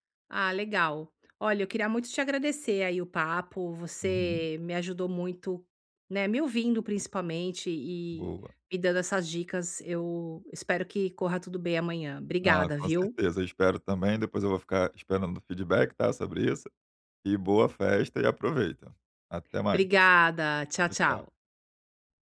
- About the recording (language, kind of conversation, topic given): Portuguese, advice, Como posso aproveitar melhor as festas sociais sem me sentir deslocado?
- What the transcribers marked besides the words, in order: none